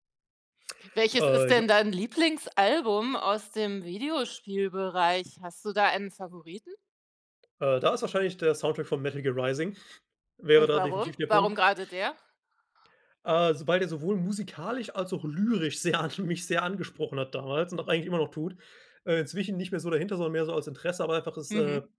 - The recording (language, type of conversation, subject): German, podcast, Was hat deine Musikauswahl am meisten geprägt?
- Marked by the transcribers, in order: other background noise; tapping; snort; laughing while speaking: "sehr an mich"